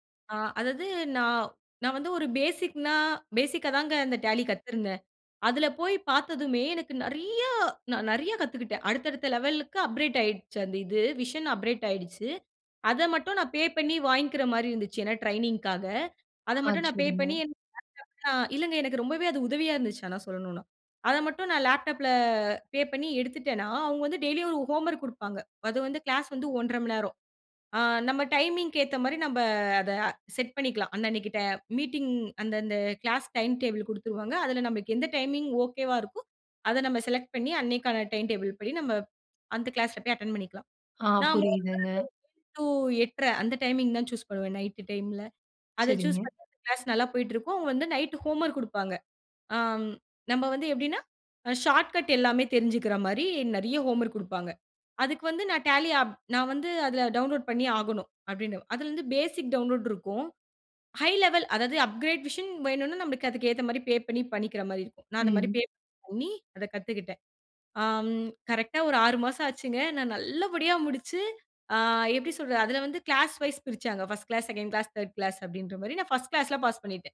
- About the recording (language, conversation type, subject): Tamil, podcast, இணையக் கற்றல் உங்கள் பயணத்தை எப்படி மாற்றியது?
- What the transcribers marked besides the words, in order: in English: "பேசிக்னா பேஸிக்காதாங்க"; in English: "லெவலுக்கு அப்ரேட் ஆயிடுச்சு"; "அப்கிரேட்" said as "அப்ரேட்"; in English: "விஷன் அப்ரேட்"; "அப்கிரேட்" said as "அப்ரேட்"; "வாங்கிக்கிற" said as "வாய்ங்கிற"; unintelligible speech; in English: "ஷார்ட்கட்"; in English: "டவுன்லோட்"; in English: "பேசிக் டவுன்லோட்"; in English: "ஹை லெவல்"; in English: "அப்கிரேட் வெர்ஷன்"; in English: "கிளாஸ் வைஸ்"; in English: "ஃபர்ஸ்ட் கிளாஸ், செகண்ட் கிளாஸ், தெர்ட் கிளாஸ்"; in English: "ஃபர்ஸ்ட் கிளாஸ்ல"